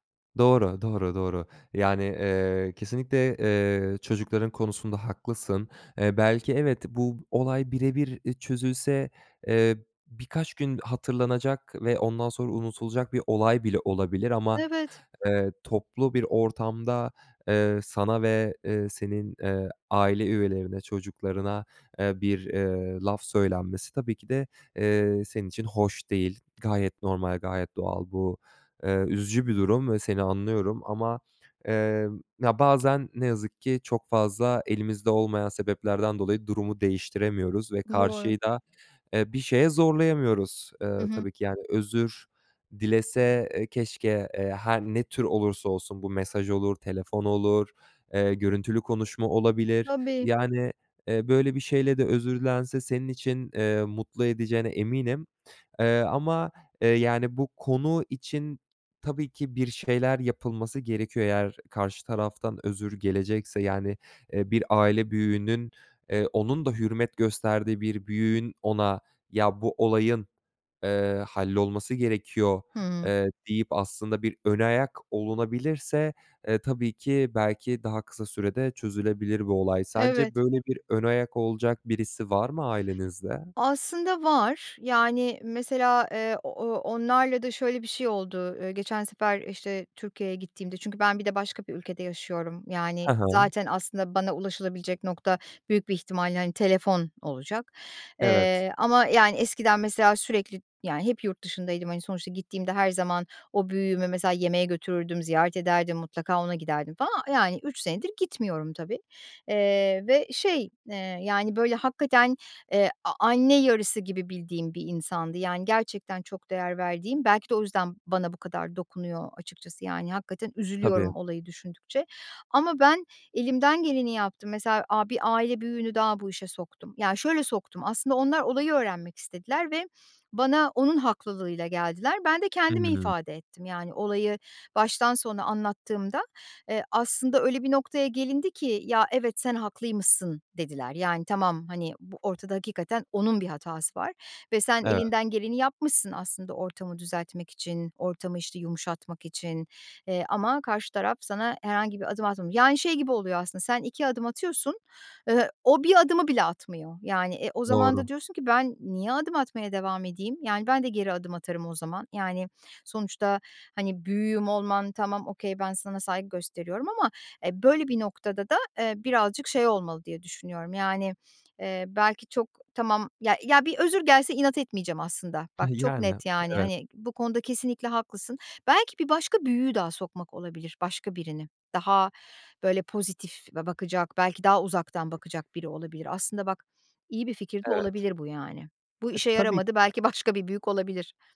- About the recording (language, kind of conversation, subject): Turkish, advice, Samimi bir şekilde nasıl özür dileyebilirim?
- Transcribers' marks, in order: other background noise; in English: "okay"; chuckle; laughing while speaking: "başka"